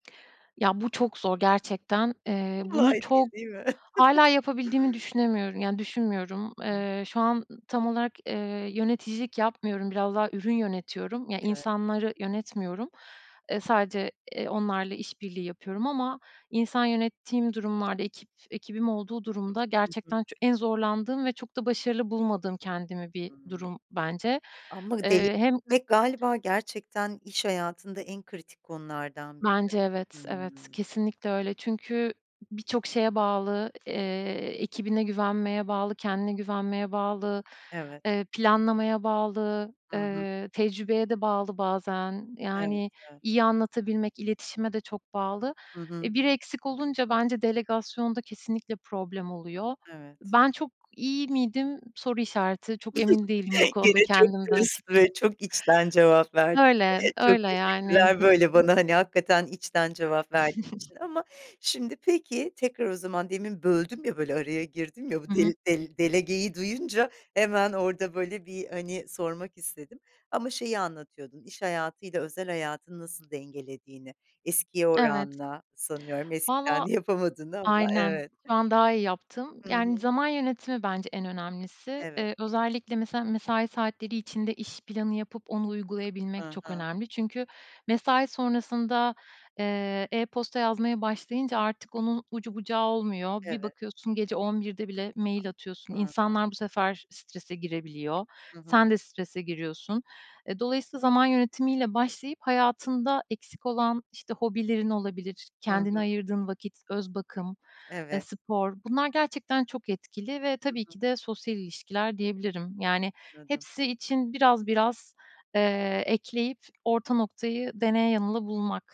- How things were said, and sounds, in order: chuckle; other background noise; chuckle; chuckle; other noise; giggle
- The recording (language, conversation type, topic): Turkish, podcast, İş-yaşam dengesini nasıl kuruyorsun?